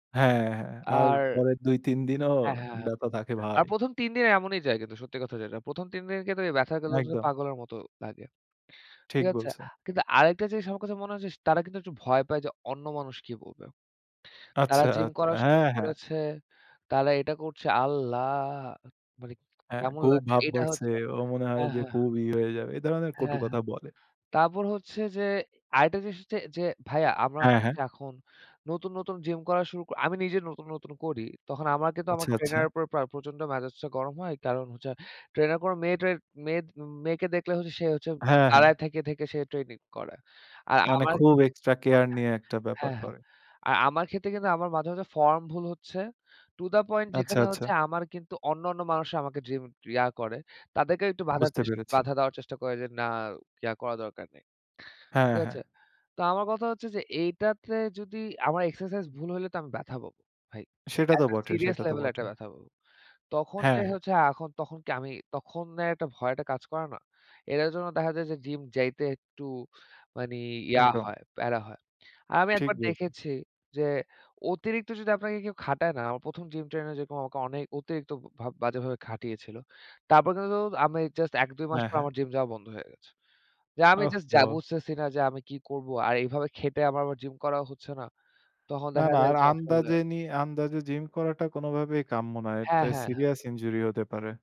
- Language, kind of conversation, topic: Bengali, unstructured, অনেক মানুষ কেন ব্যায়াম করতে ভয় পান?
- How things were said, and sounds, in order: none